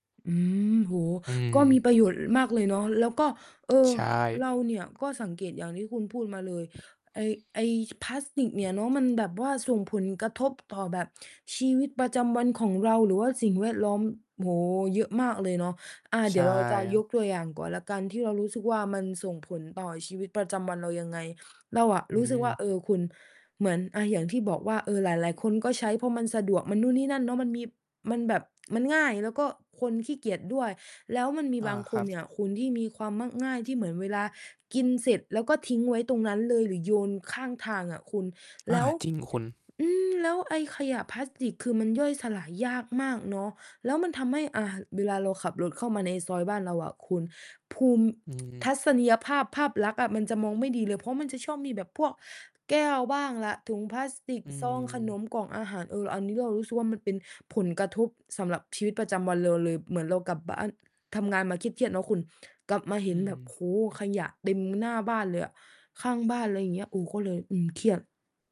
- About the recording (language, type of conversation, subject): Thai, unstructured, ทำไมขยะพลาสติกถึงยังคงเป็นปัญหาที่แก้ไม่ตก?
- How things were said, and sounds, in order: distorted speech; wind; tapping; other background noise; tsk